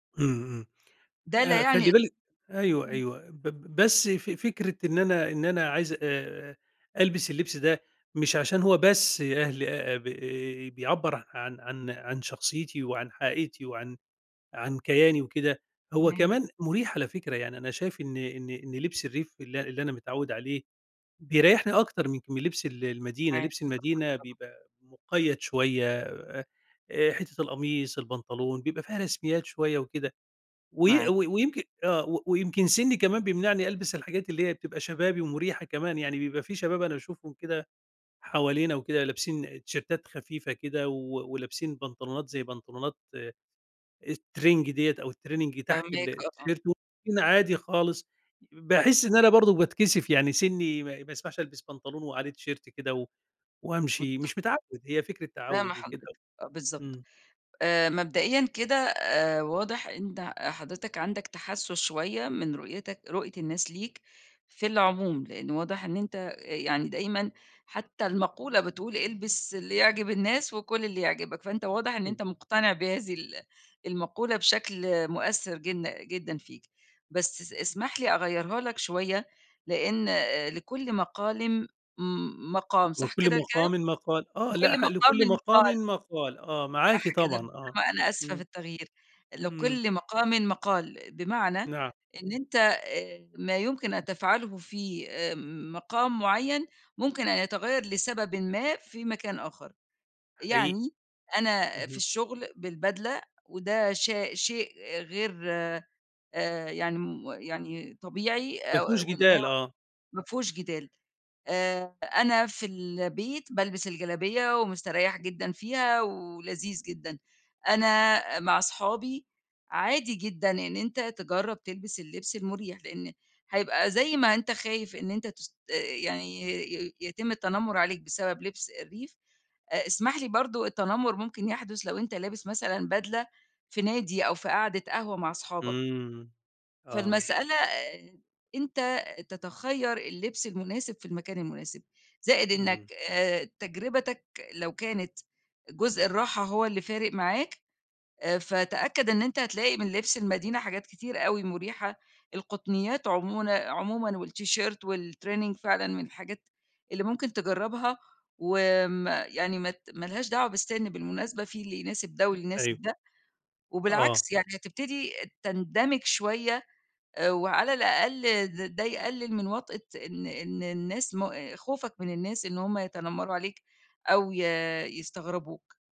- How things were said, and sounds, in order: background speech; in English: "تيشيرتات"; in English: "الtraining"; in English: "التيشيرت"; unintelligible speech; in English: "تيشيرت"; in English: "والtraining"; unintelligible speech
- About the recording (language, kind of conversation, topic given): Arabic, advice, إزاي أقدر أغيّر شكلي ولبسي عشان أعبّر عن نفسي الحقيقية؟